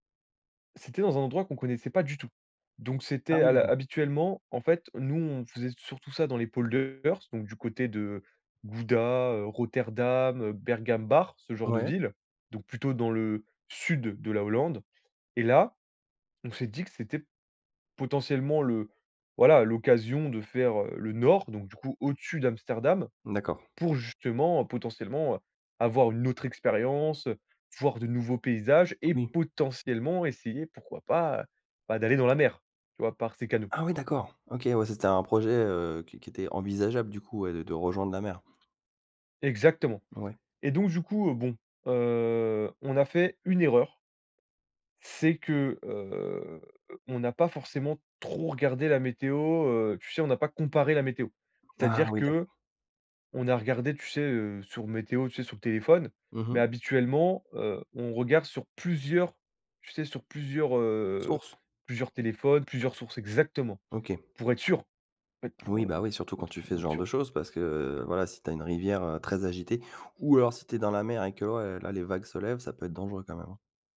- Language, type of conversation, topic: French, podcast, As-tu déjà été perdu et un passant t’a aidé ?
- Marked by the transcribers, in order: other background noise; stressed: "potentiellement"; drawn out: "heu"; drawn out: "heu"; stressed: "trop"; stressed: "plusieurs"; stressed: "exactement"; stressed: "sûrs"